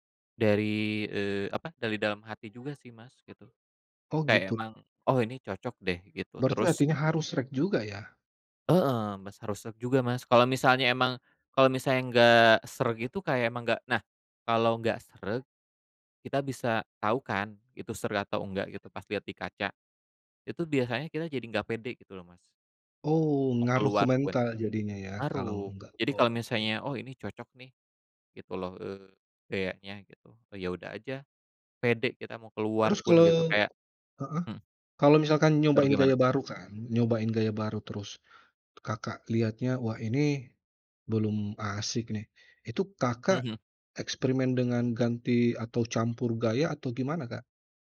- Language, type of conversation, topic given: Indonesian, podcast, Bagaimana kamu menemukan inspirasi untuk gaya baru?
- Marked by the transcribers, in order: background speech; other background noise; tapping